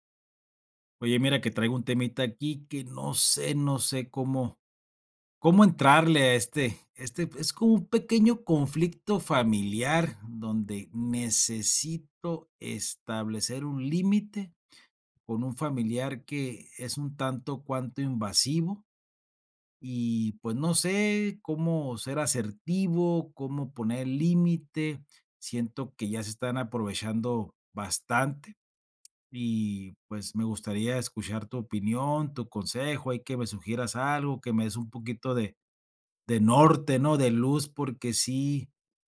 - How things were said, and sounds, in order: none
- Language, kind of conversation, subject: Spanish, advice, ¿Cómo puedo establecer límites con un familiar invasivo?